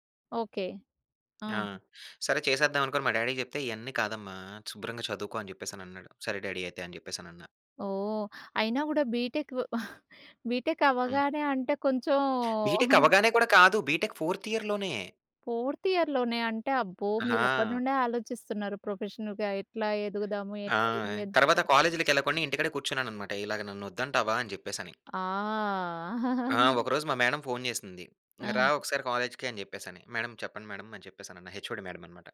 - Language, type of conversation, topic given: Telugu, podcast, నీవు అనుకున్న దారిని వదిలి కొత్త దారిని ఎప్పుడు ఎంచుకున్నావు?
- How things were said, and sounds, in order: in English: "డ్యాడీకి"; in English: "డ్యాడీ"; chuckle; in English: "బీటెక్"; in English: "బీటెక్"; giggle; in English: "బీటెక్ ఫోర్త్ ఇయర్‌లోనే"; in English: "ఫోర్త్ ఇయర్‌లోనే"; in English: "ప్రొఫెషనల్‌గా"; tapping; drawn out: "ఆ!"; giggle; in English: "మేడమ్"; in English: "కాలేజ్‌కి"; in English: "మేడమ్"; in English: "మేడమ్"; in English: "హెచ్ఓడి మేడమ్"